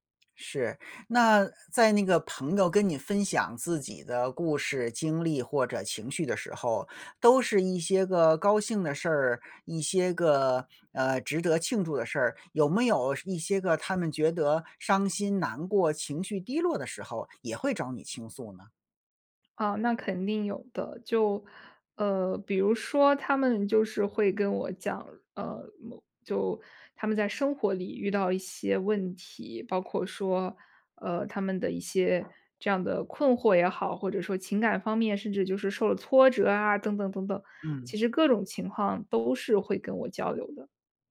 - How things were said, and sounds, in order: other background noise
- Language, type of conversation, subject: Chinese, podcast, 当对方情绪低落时，你会通过讲故事来安慰对方吗？